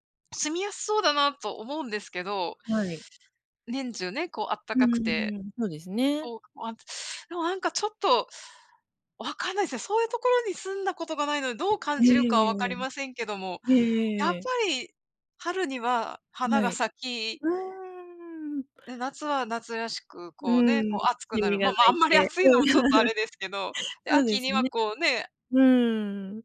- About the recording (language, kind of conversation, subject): Japanese, unstructured, 住みやすい街の条件は何だと思いますか？
- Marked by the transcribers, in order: tapping; other background noise; chuckle